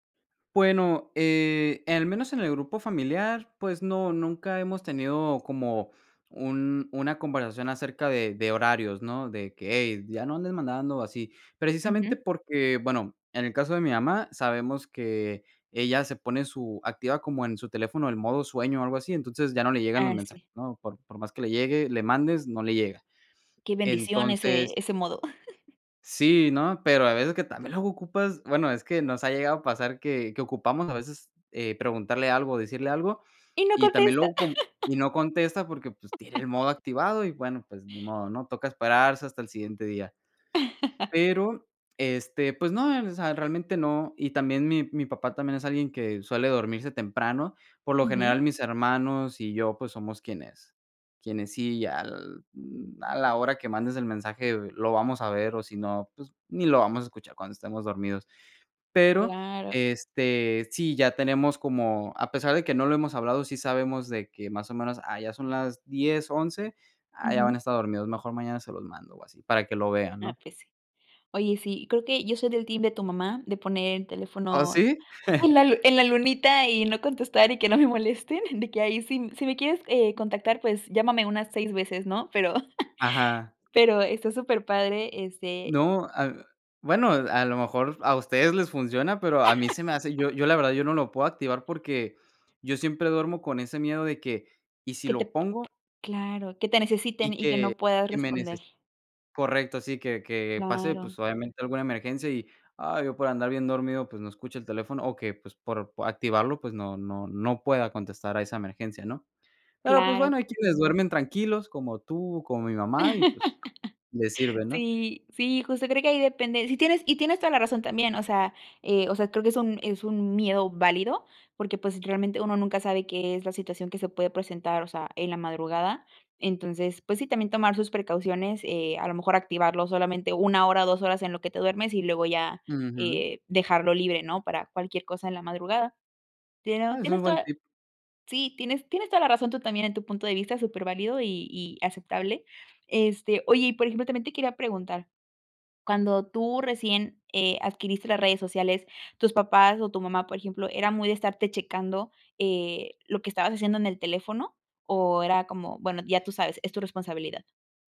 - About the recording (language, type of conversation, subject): Spanish, podcast, ¿Qué impacto tienen las redes sociales en las relaciones familiares?
- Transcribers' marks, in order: chuckle; laugh; laugh; unintelligible speech; laughing while speaking: "en la lu en la … no me molesten"; chuckle; chuckle; laugh; tapping; laugh; "Tienes" said as "Tieno"